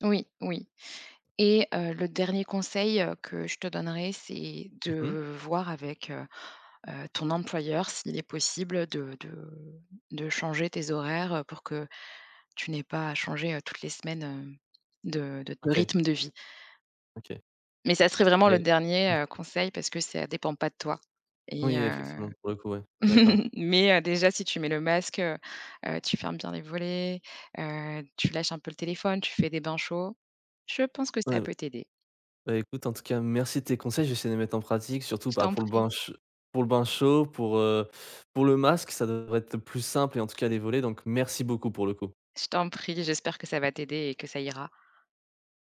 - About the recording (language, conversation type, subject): French, advice, Comment gérer des horaires de sommeil irréguliers à cause du travail ou d’obligations ?
- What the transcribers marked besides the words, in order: other background noise; chuckle; tapping; stressed: "merci"